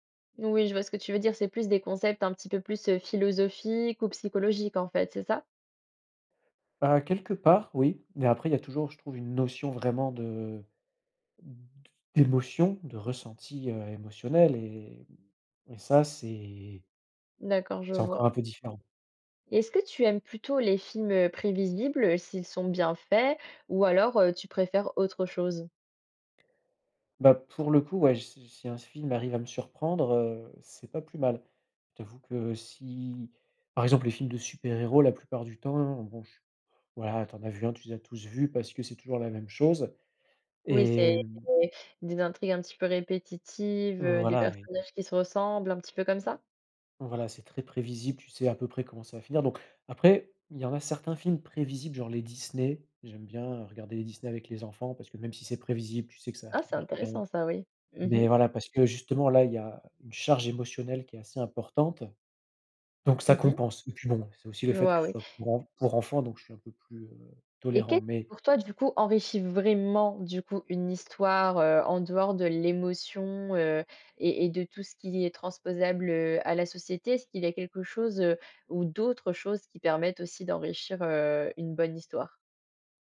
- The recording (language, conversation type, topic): French, podcast, Qu’est-ce qui fait, selon toi, une bonne histoire au cinéma ?
- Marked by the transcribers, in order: other background noise; stressed: "vraiment"